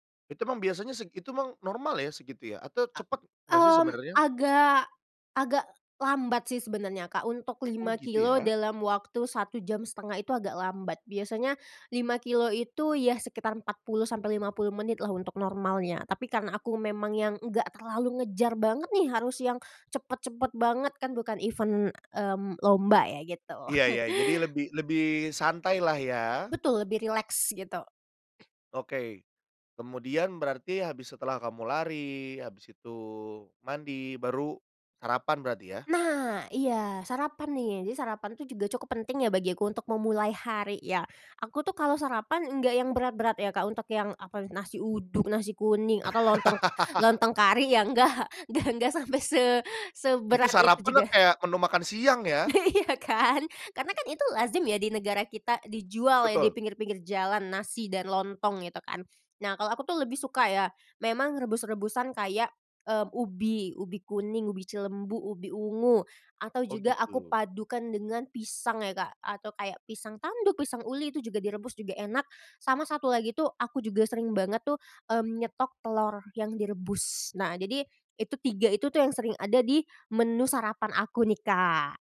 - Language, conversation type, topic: Indonesian, podcast, Apa kebiasaan pagi yang bikin harimu jadi lebih baik?
- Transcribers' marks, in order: in English: "event"; chuckle; other background noise; tapping; laugh; laughing while speaking: "enggak enggak"; laughing while speaking: "Iya kan"